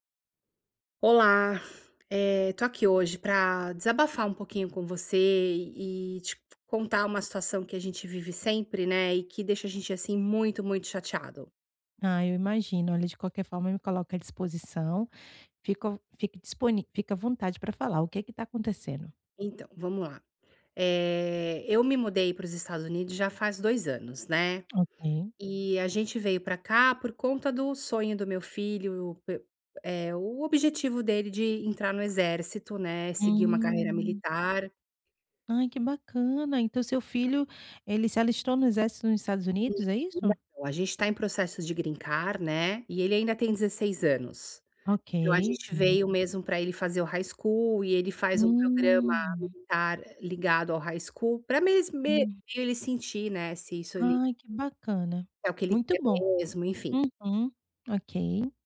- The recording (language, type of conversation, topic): Portuguese, advice, Como posso lidar com críticas constantes de familiares sem me magoar?
- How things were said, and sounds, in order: tongue click; other background noise; drawn out: "Hum"; unintelligible speech; in English: "high school"; drawn out: "Hum"; in English: "high school"